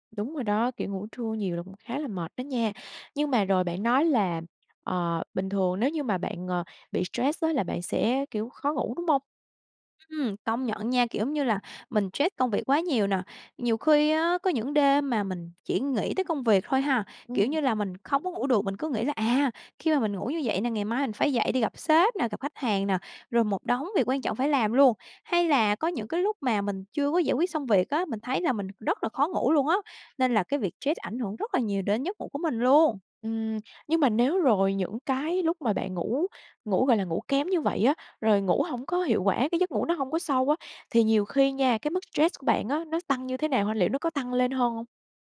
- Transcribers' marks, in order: tapping; "stress" said as "troét"; "stress" said as "troét"
- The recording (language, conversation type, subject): Vietnamese, podcast, Thói quen ngủ ảnh hưởng thế nào đến mức stress của bạn?